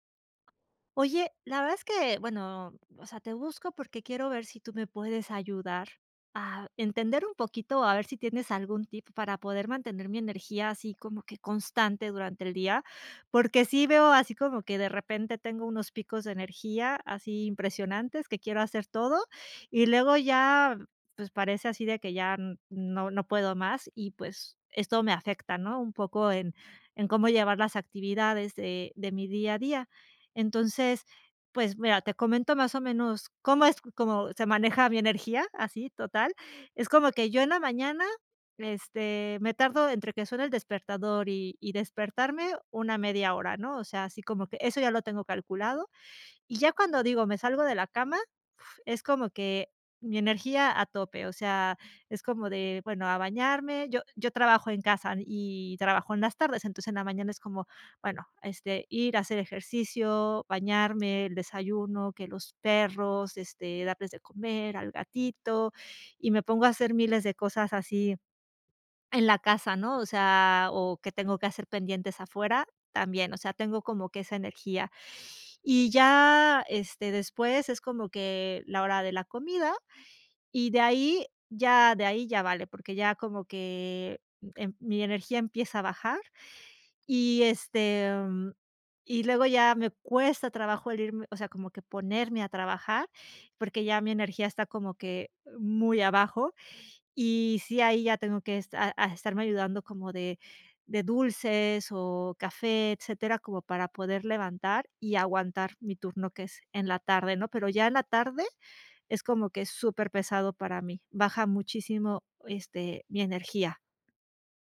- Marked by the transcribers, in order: tapping; in English: "tip"
- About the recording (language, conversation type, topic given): Spanish, advice, ¿Cómo puedo mantener mi energía constante durante el día?